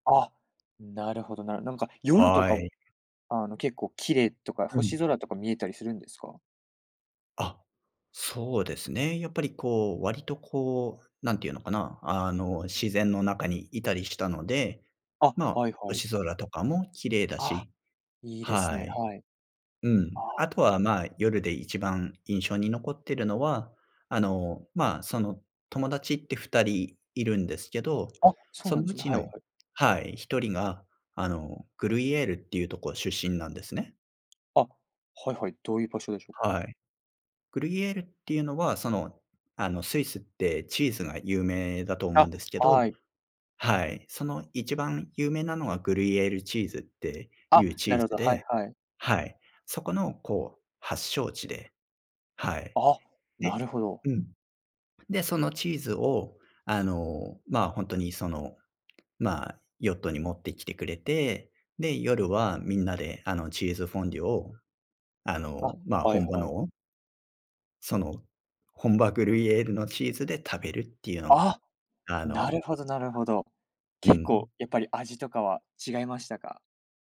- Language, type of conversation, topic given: Japanese, podcast, 最近の自然を楽しむ旅行で、いちばん心に残った瞬間は何でしたか？
- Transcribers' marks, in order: none